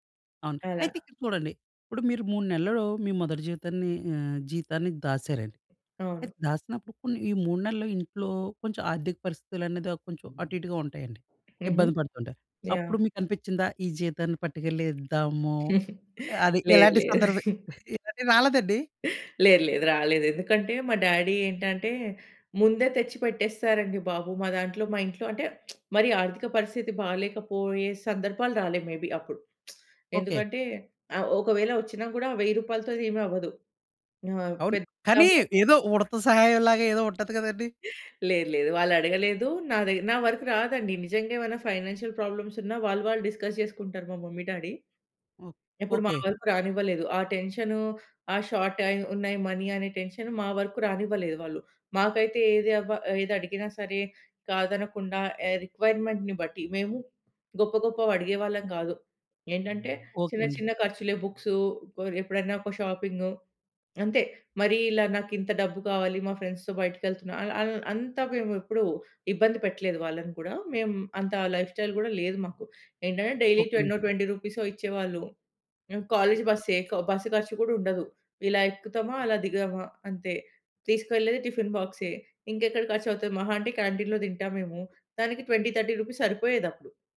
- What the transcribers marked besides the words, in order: other background noise; giggle; in English: "డ్యాడీ"; lip smack; in English: "మేబి"; lip smack; in English: "అమౌంట్"; in English: "ఫైనాన్షియల్"; in English: "డిస్కస్"; in English: "మమ్మీ, డ్యాడీ"; in English: "షార్ట్"; in English: "మనీ"; in English: "టెన్షన్"; in English: "రిక్వైర్‌మెంట్‌ని"; in English: "బుక్స్"; in English: "ఫ్రెండ్స్‌తో"; in English: "లైఫ్‌స్టైల్"; in English: "డైలీ"; in English: "ట్వెంటీ"; in English: "క్యాంటీన్‌లో"; in English: "ట్వెంటీ, థర్టీ రూపీస్"
- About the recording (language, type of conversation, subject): Telugu, podcast, మొదటి జీతాన్ని మీరు స్వయంగా ఎలా ఖర్చు పెట్టారు?